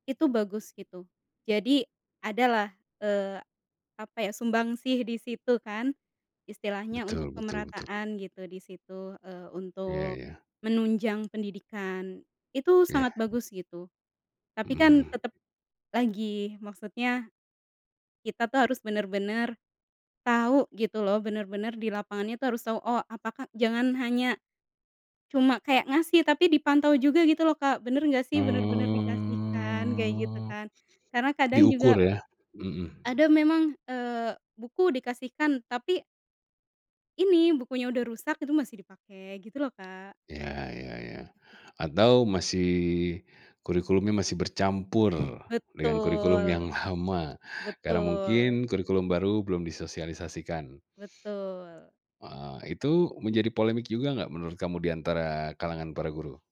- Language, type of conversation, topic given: Indonesian, podcast, Apa menurutmu tujuan utama sistem pendidikan kita seharusnya?
- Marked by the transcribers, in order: other background noise; tapping; drawn out: "Oh"